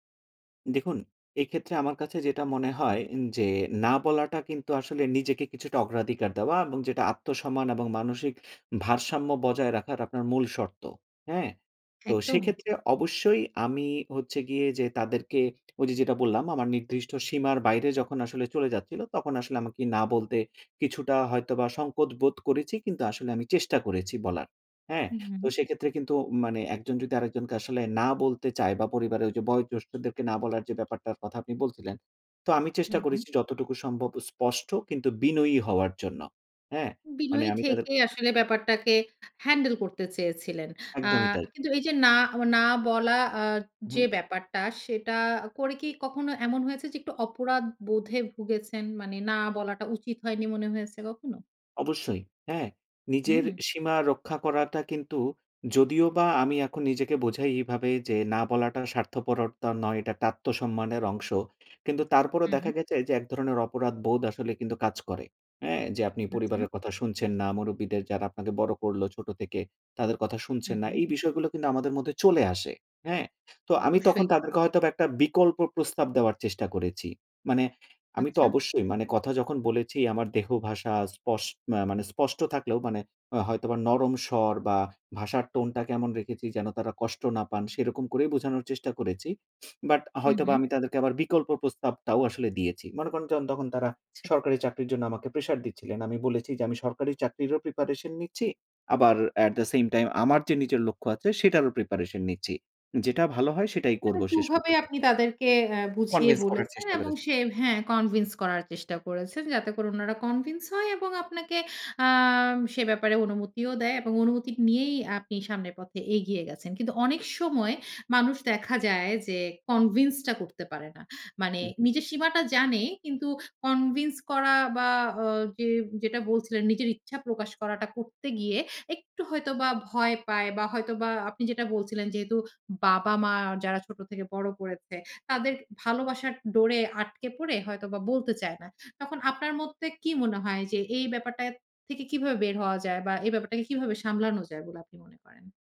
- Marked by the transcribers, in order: tapping; "সংকোচ" said as "সংকোত"; "আত্মসম্মানের" said as "তারসম্মানের"; sniff; in English: "অ্যাট দ্যা সেম টাইম"
- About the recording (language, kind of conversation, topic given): Bengali, podcast, আপনি কীভাবে নিজের সীমা শনাক্ত করেন এবং সেই সীমা মেনে চলেন?